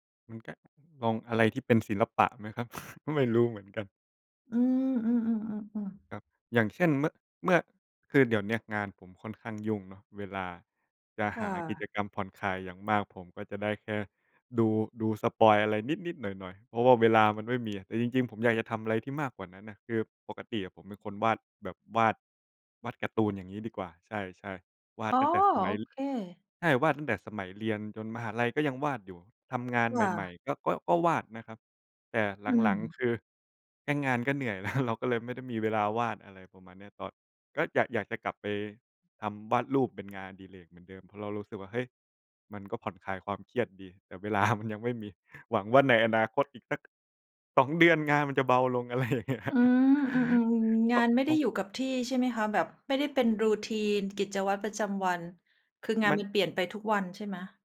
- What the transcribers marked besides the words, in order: chuckle; laughing while speaking: "แล้ว"; laughing while speaking: "ลา"; laughing while speaking: "อย่างเงี้ย"; unintelligible speech
- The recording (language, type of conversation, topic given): Thai, unstructured, ศิลปะช่วยให้เรารับมือกับความเครียดอย่างไร?